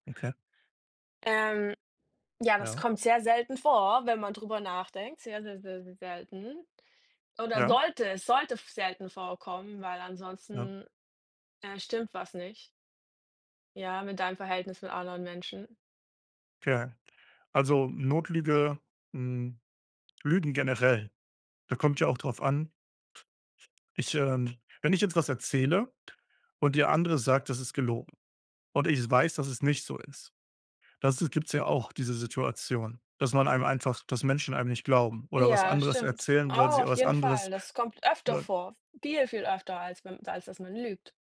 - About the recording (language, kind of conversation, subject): German, unstructured, Wann ist es in Ordnung, eine Notlüge zu erzählen?
- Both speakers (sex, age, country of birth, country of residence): female, 30-34, Germany, Germany; male, 35-39, Germany, Germany
- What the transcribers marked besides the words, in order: other background noise